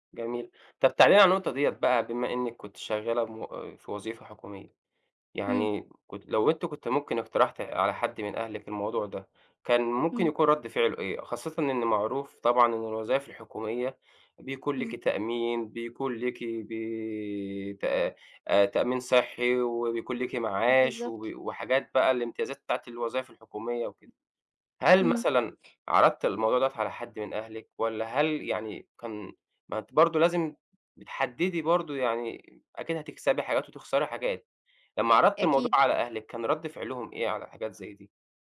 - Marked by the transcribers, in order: tapping
- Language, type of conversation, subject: Arabic, podcast, إزاي بتختار بين شغل بتحبه وبيكسبك، وبين شغل مضمون وآمن؟